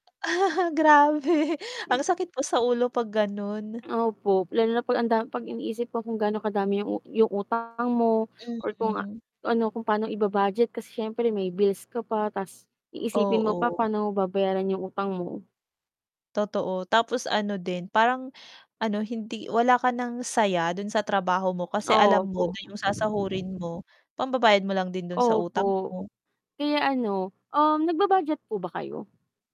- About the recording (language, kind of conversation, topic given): Filipino, unstructured, Ano ang mga simpleng paraan para maiwasan ang pagkakautang?
- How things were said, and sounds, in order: laugh; other background noise; tapping; static